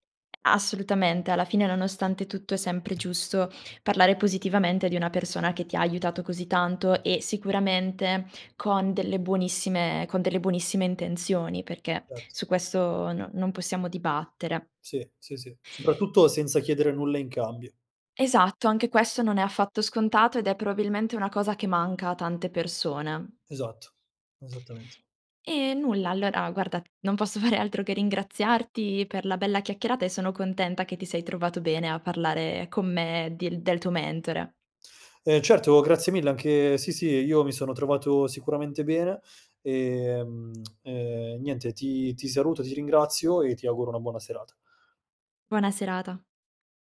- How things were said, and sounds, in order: "probabilmente" said as "probilmente"; laughing while speaking: "fare"; tsk
- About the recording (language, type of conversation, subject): Italian, podcast, Quale mentore ha avuto il maggiore impatto sulla tua carriera?